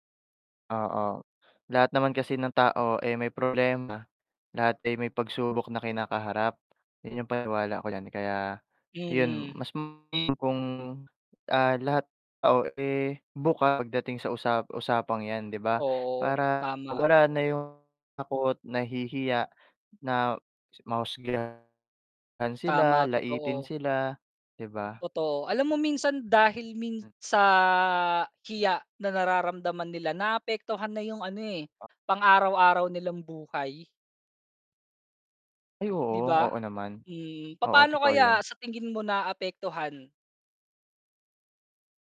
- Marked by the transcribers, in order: distorted speech; unintelligible speech; static; drawn out: "sa"
- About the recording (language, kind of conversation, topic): Filipino, unstructured, Ano ang masasabi mo tungkol sa stigma sa kalusugang pangkaisipan?